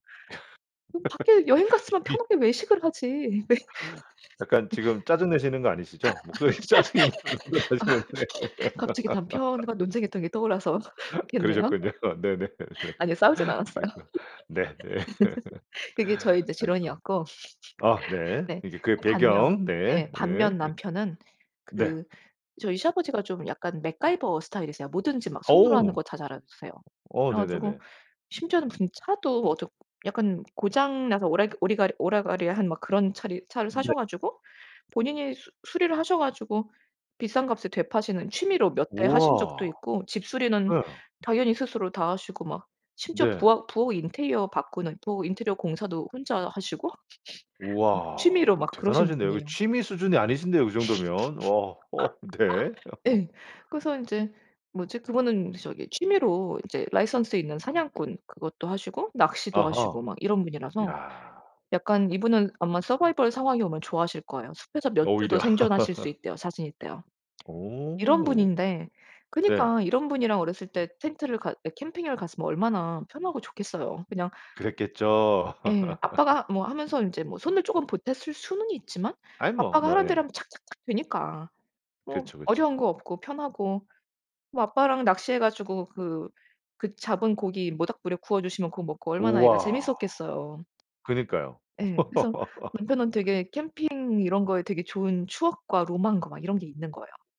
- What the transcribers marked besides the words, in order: laugh; other background noise; laughing while speaking: "왜"; laugh; laughing while speaking: "목소리에 짜증이 묻어나시는데"; laugh; laughing while speaking: "겠네요"; laugh; laughing while speaking: "않았어요"; laugh; laughing while speaking: "그러셨군요. 네네네 그랬구나 네네"; laugh; laugh; laugh; tapping; laugh; laugh; laughing while speaking: "어 네"; laugh; in English: "라이선스에"; laugh; laugh; laugh
- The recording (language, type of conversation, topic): Korean, podcast, 예상치 못한 실패가 오히려 도움이 된 경험이 있으신가요?